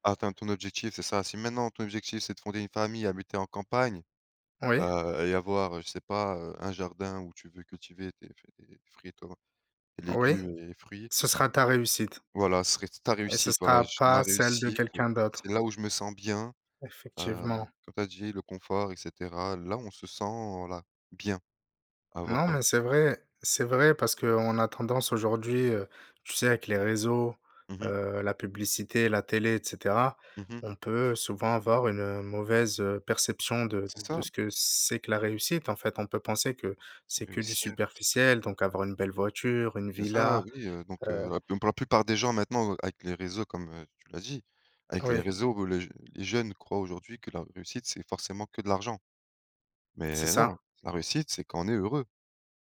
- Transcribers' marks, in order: stressed: "bien"; other background noise
- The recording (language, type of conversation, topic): French, unstructured, Qu’est-ce que réussir signifie pour toi ?